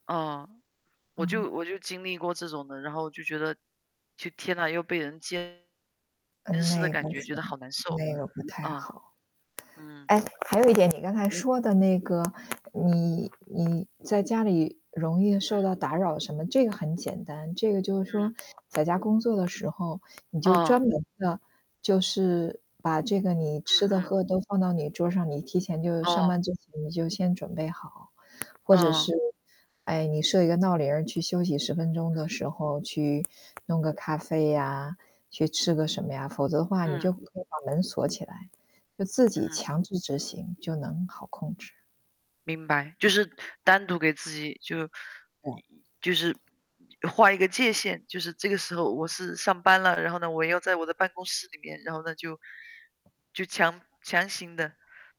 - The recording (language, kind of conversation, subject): Chinese, unstructured, 你更喜欢在家工作还是去办公室工作？
- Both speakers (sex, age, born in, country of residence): female, 35-39, China, United States; female, 55-59, China, United States
- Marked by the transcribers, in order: static; other background noise; distorted speech